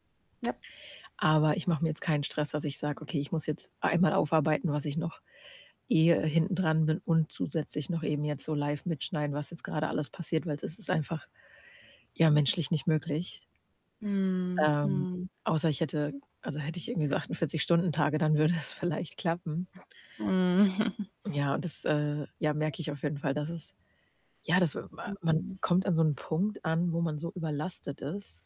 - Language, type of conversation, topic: German, advice, Wie kann ich die tägliche Überforderung durch zu viele Entscheidungen in meinem Leben reduzieren?
- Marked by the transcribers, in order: static; other background noise; laughing while speaking: "würde es vielleicht"; chuckle; tapping; distorted speech